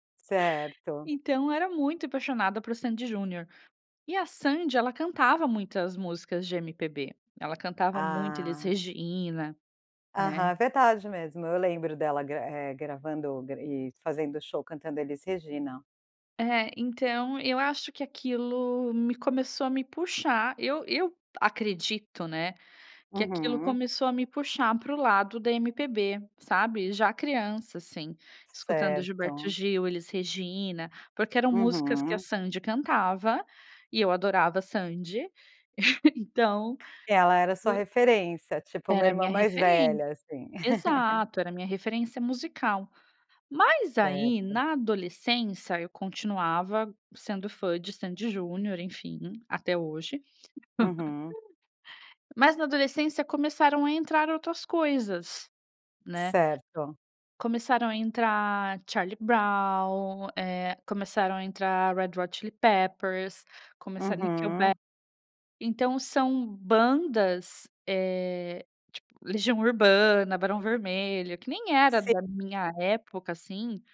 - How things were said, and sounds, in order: tapping; chuckle; other noise; laugh; laugh
- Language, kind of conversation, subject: Portuguese, podcast, O que você aprendeu sobre si mesmo ao mudar seu gosto musical?